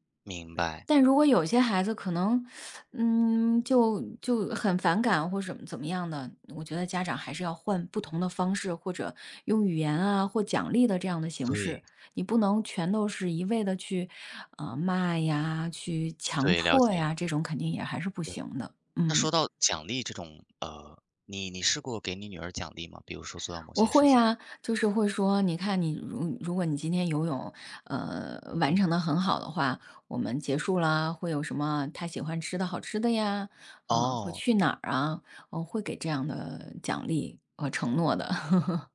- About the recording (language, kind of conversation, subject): Chinese, unstructured, 家长应该干涉孩子的学习吗？
- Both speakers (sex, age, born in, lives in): female, 40-44, China, United States; male, 18-19, China, United States
- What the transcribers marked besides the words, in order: chuckle